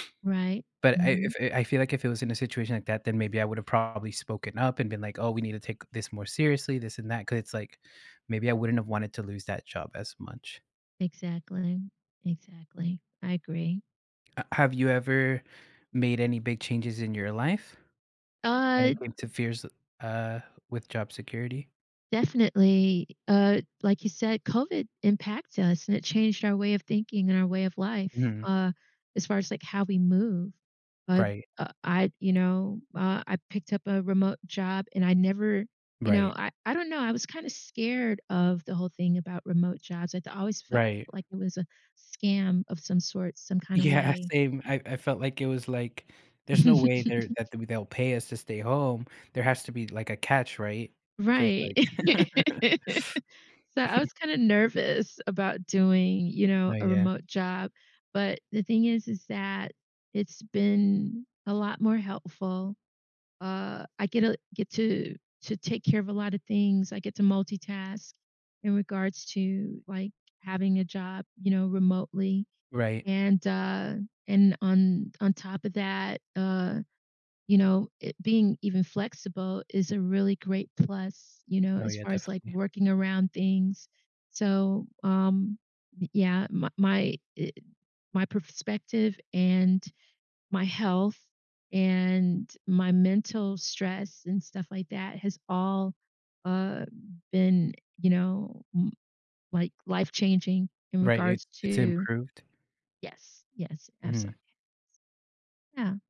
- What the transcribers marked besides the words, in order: other background noise; laughing while speaking: "Yeah"; laugh; laugh; chuckle
- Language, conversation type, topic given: English, unstructured, What helps you manage worries about job security and finances?
- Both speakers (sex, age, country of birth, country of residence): female, 55-59, United States, United States; male, 30-34, United States, United States